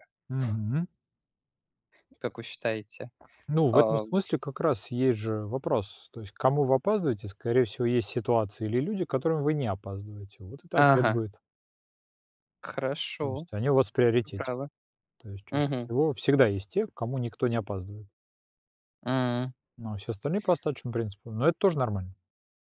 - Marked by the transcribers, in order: other background noise; tapping; swallow
- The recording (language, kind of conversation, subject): Russian, unstructured, Почему люди не уважают чужое время?